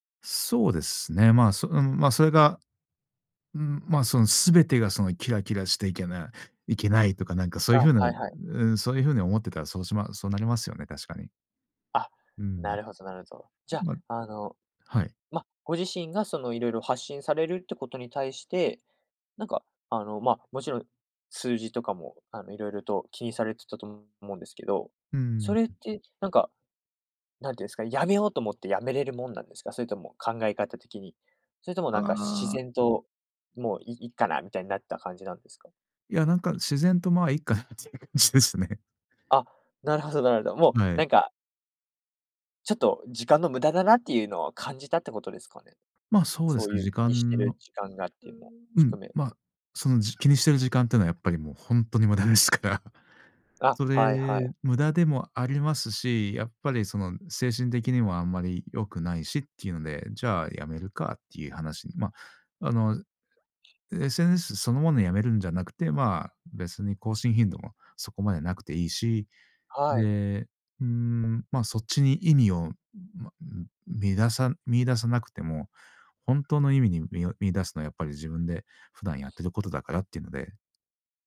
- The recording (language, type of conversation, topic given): Japanese, podcast, SNSと気分の関係をどう捉えていますか？
- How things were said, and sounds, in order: tapping; laughing while speaking: "いっかなって感じですね"; laughing while speaking: "無駄ですから"